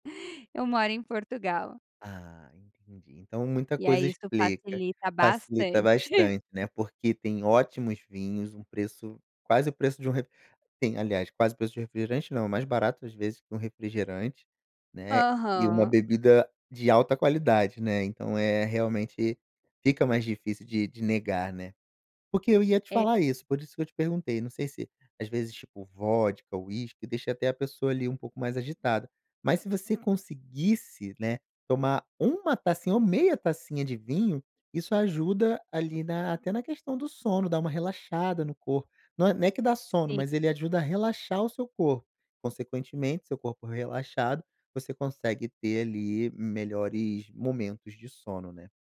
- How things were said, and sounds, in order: chuckle
- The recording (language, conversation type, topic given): Portuguese, advice, Como a medicação ou substâncias como café e álcool estão prejudicando o seu sono?